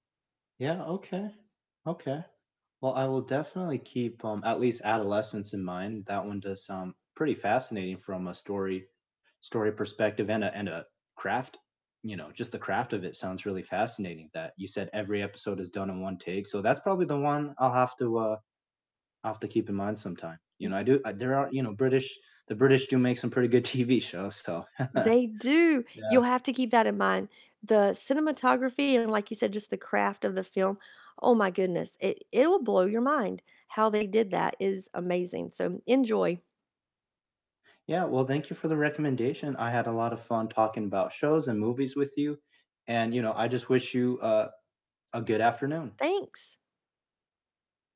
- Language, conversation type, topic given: English, unstructured, What is the most recent movie that genuinely caught you off guard, and what made it so surprising?
- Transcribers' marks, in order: laughing while speaking: "TV"; chuckle; distorted speech